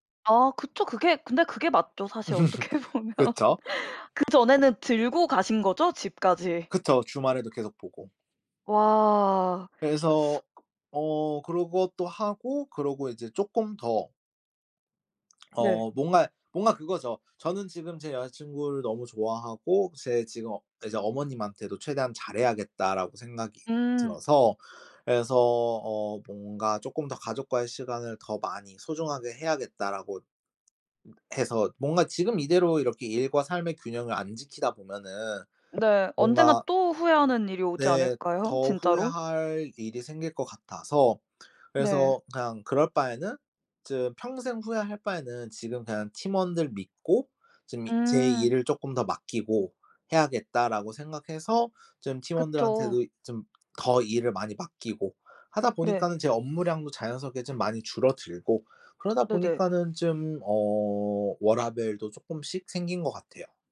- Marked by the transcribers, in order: laugh; laughing while speaking: "어떻게 보면"; other background noise; tapping; laugh; other noise; lip smack
- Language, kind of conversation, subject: Korean, podcast, 일과 삶의 균형을 바꾸게 된 계기는 무엇인가요?